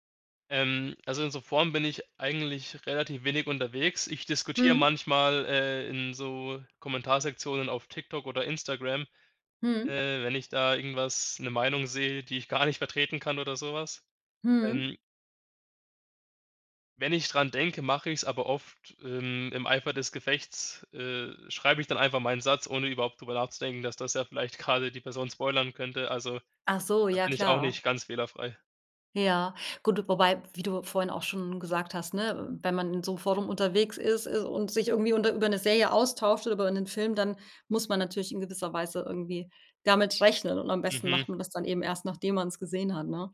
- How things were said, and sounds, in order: none
- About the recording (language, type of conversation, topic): German, podcast, Wie gehst du mit Spoilern um?